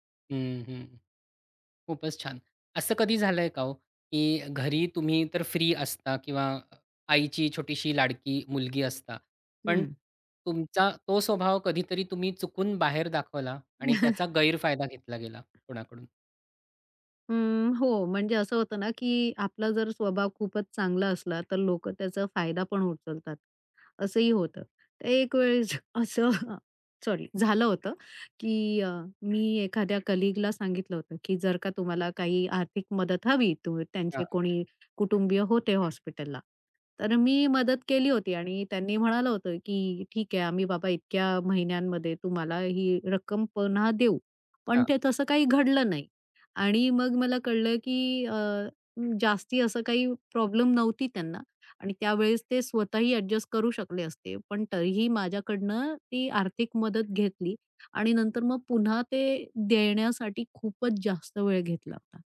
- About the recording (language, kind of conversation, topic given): Marathi, podcast, घरी आणि बाहेर वेगळी ओळख असल्यास ती तुम्ही कशी सांभाळता?
- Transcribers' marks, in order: other background noise; laugh; tapping; in English: "कलीगला"